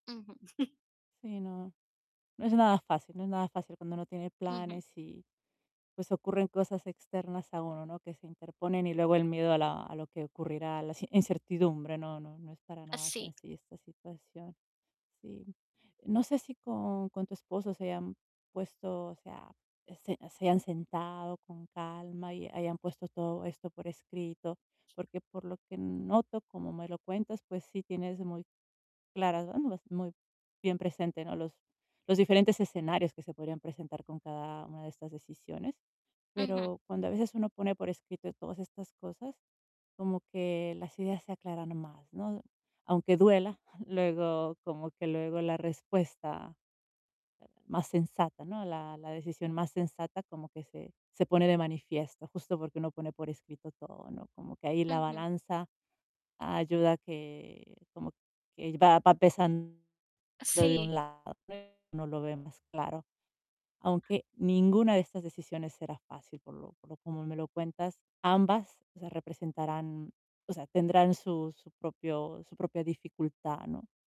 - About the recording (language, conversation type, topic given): Spanish, advice, ¿Cómo puedo comparar las consecuencias de dos decisiones importantes?
- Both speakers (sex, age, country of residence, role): female, 25-29, United States, user; female, 35-39, Italy, advisor
- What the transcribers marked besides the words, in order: distorted speech; chuckle; other background noise; tapping